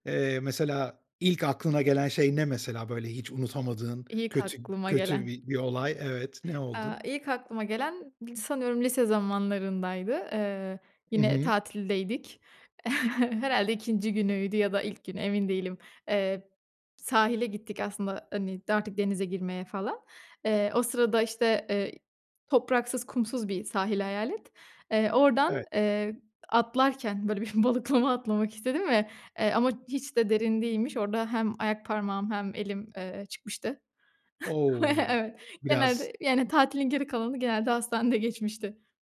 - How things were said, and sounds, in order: chuckle; laughing while speaking: "balıklama atlamak istedim ve"; chuckle; drawn out: "O"; laughing while speaking: "hastanede geçmişti"
- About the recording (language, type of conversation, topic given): Turkish, podcast, Tatilde ters giden ama unutamadığın bir anın var mı?